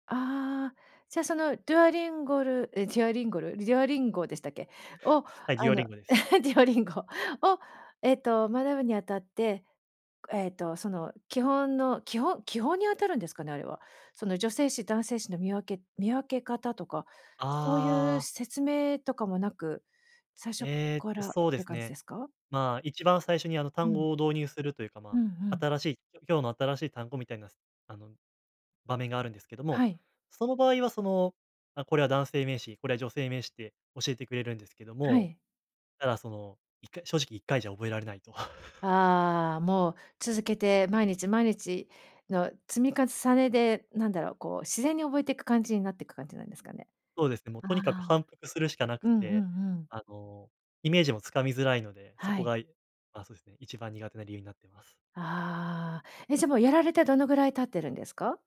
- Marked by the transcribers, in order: "デュオリンゴ" said as "ギオリンゴ"; laughing while speaking: "デュアリンゴ"; chuckle
- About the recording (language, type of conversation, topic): Japanese, podcast, 新しいスキルに取り組むとき、最初の一歩として何をしますか？